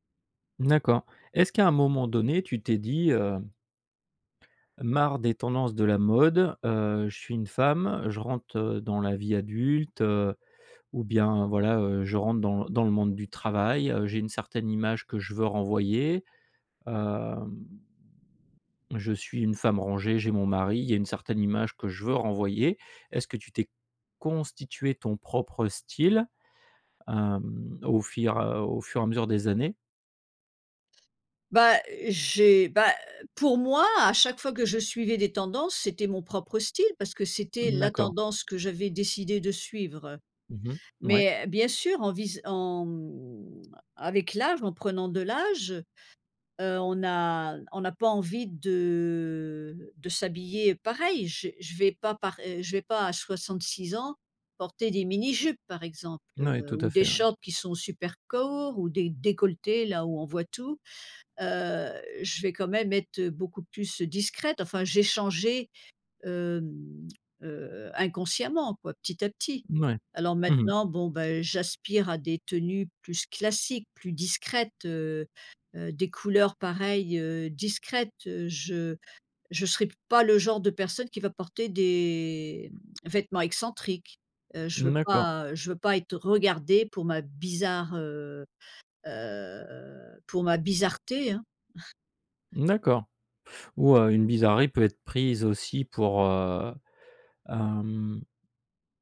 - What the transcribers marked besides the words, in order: drawn out: "hem"; "fur" said as "fir"; drawn out: "de"; drawn out: "des"; chuckle
- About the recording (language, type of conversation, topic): French, podcast, Tu t’habilles plutôt pour toi ou pour les autres ?